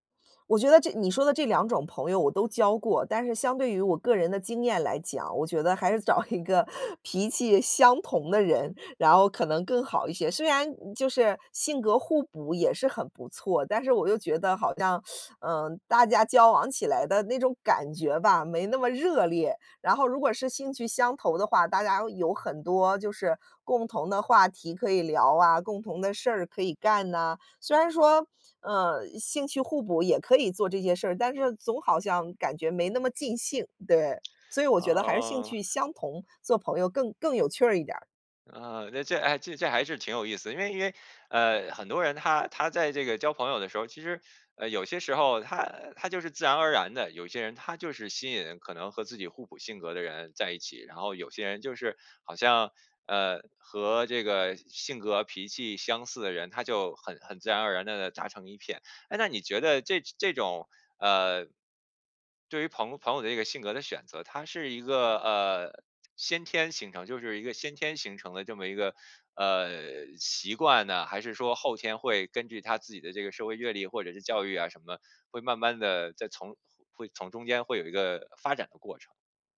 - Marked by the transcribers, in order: laughing while speaking: "还是找一个脾气相同的人，然后"; teeth sucking; stressed: "尽兴"; other noise; other background noise
- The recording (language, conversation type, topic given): Chinese, podcast, 你是怎么认识并结交到这位好朋友的？